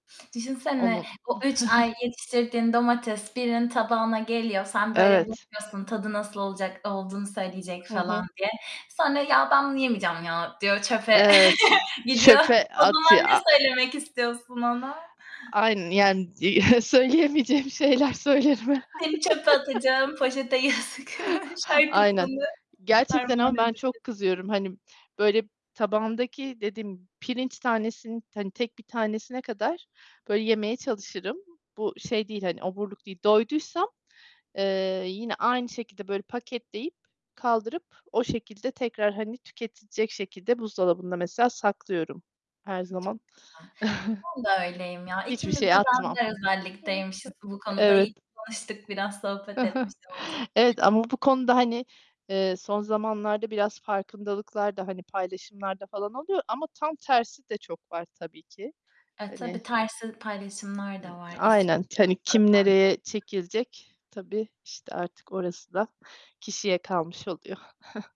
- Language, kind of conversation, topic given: Turkish, unstructured, Yemek sipariş etmek mi yoksa evde yemek yapmak mı daha keyifli?
- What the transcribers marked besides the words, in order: chuckle; other background noise; chuckle; laughing while speaking: "söyleyemeyeceğim şeyler söylerim herhâlde"; laugh; chuckle; laughing while speaking: "yazık şarkısını"; chuckle; unintelligible speech; giggle